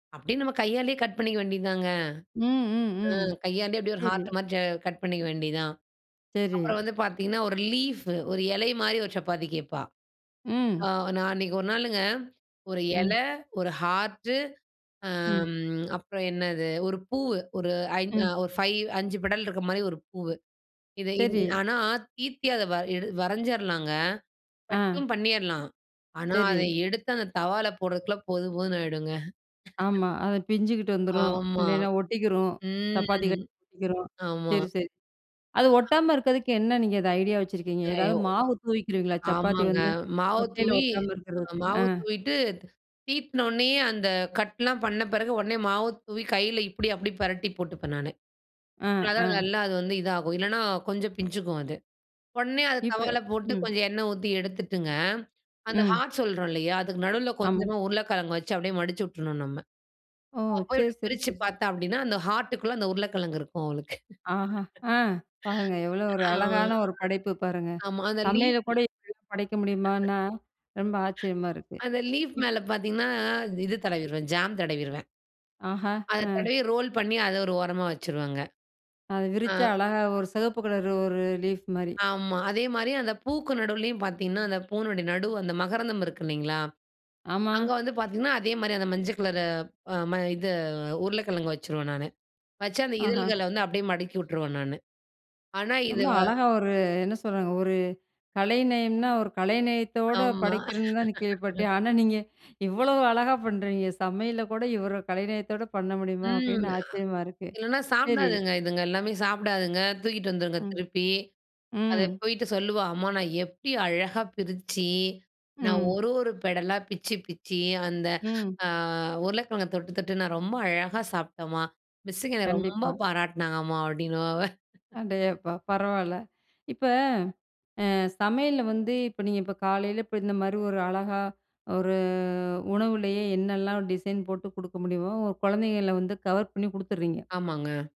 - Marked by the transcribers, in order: in English: "ஹார்ட்"; in English: "லீஃபு"; other background noise; in English: "ஹார்டு"; in English: "பெடல்"; in English: "தவால"; chuckle; unintelligible speech; tapping; in English: "தவால"; in English: "ஹார்ட்"; laughing while speaking: "அவளுக்கு. ஆ, ஆமா. அந்த லீஃப்"; in English: "லீஃப்"; in English: "லீஃப்"; in English: "ஜாம்"; in English: "ரோல்"; in English: "லீஃப்"; other noise; laughing while speaking: "கேள்விப்பட்டேன். ஆனா, நீங்க இவ்வளோ அழகா … அப்படின்னு ஆச்சரியமா இருக்கு"; laugh; laughing while speaking: "அப்படின்னுவா அவள்"; drawn out: "ஒரு"; in English: "கவர்"
- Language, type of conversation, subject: Tamil, podcast, நீங்கள் சமையலை ஒரு படைப்பாகப் பார்க்கிறீர்களா, ஏன்?